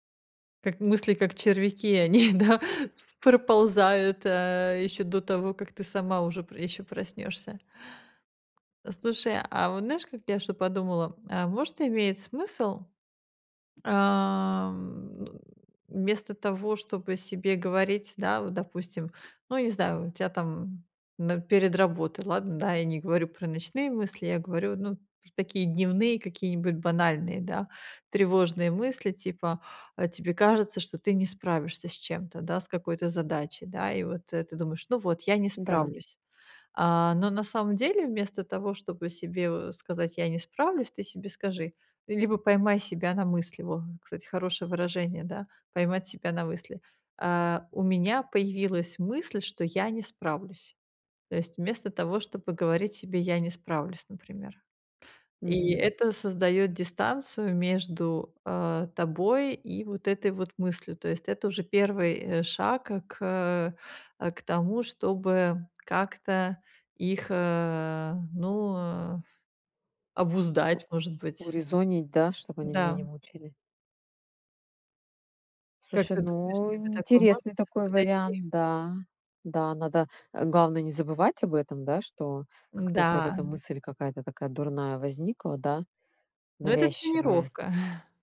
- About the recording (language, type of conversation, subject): Russian, advice, Как я могу относиться к мыслям как к временным явлениям?
- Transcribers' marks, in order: laughing while speaking: "они, да"; tapping; other background noise; chuckle